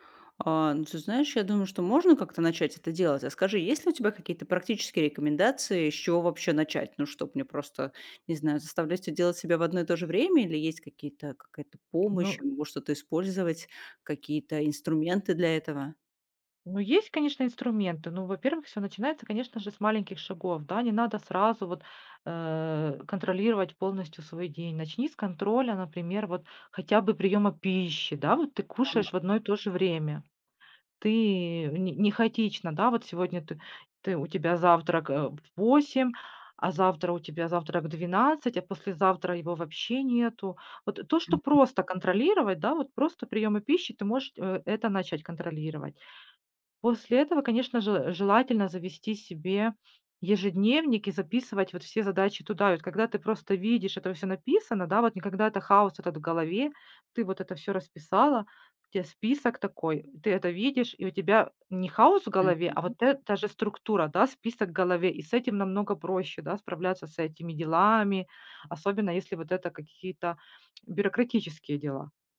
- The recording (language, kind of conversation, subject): Russian, advice, Как проходит ваш переезд в другой город и адаптация к новой среде?
- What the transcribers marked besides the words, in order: tapping